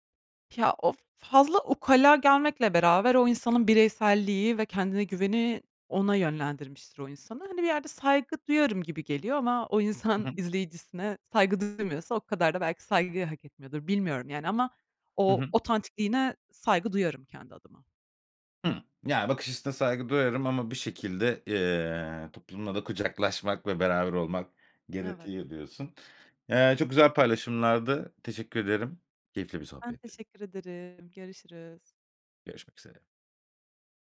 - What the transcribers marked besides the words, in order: other background noise
- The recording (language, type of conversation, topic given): Turkish, podcast, Başkalarının görüşleri senin kimliğini nasıl etkiler?